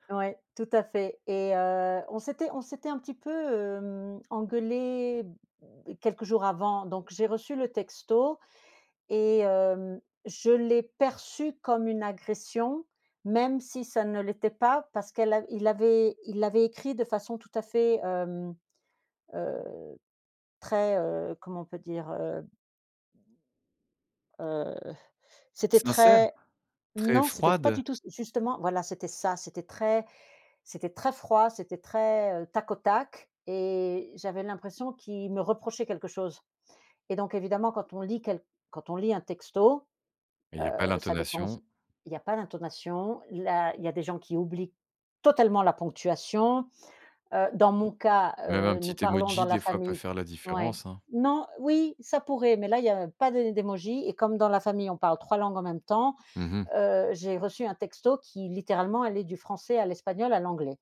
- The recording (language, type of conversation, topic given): French, podcast, Et quand un texto crée des problèmes, comment réagis-tu ?
- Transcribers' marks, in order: tapping; stressed: "ça"; stressed: "totalement"; unintelligible speech